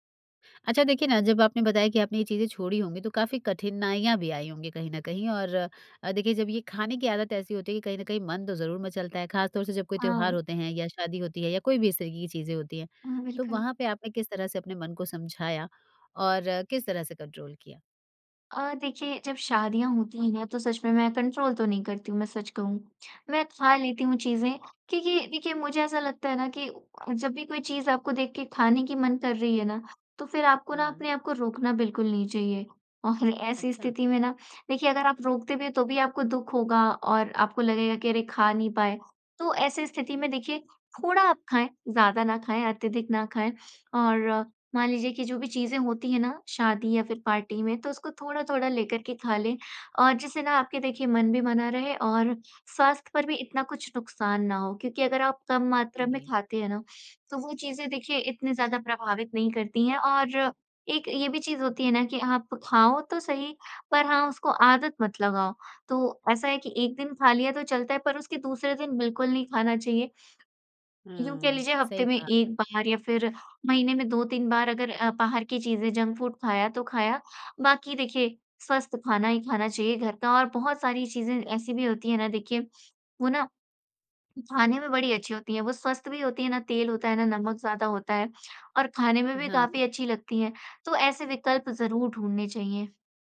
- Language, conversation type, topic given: Hindi, podcast, खाने की बुरी आदतों पर आपने कैसे काबू पाया?
- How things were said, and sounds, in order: in English: "कंट्रोल"; in English: "कंट्रोल"; laughing while speaking: "और"; in English: "जंक फ़ूड"